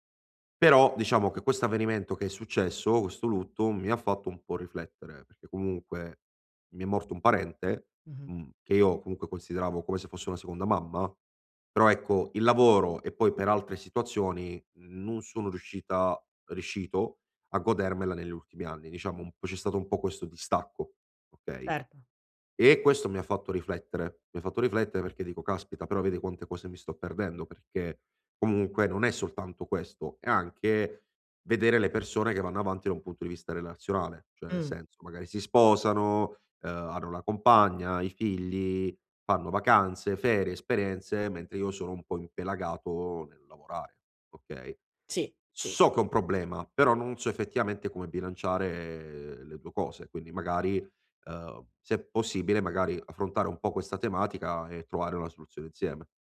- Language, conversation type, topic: Italian, advice, Come posso bilanciare lavoro e vita personale senza rimpianti?
- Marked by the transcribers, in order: "riuscito" said as "riscito"